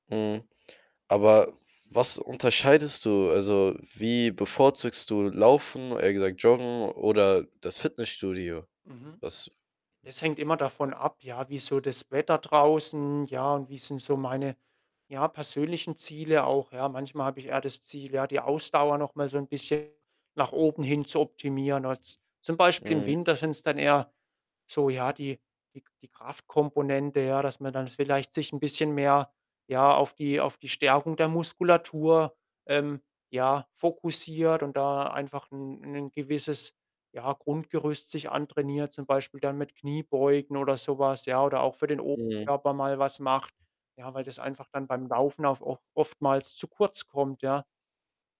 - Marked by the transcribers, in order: other background noise; distorted speech
- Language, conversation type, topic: German, podcast, Wie kannst du neue Gewohnheiten nachhaltig etablieren?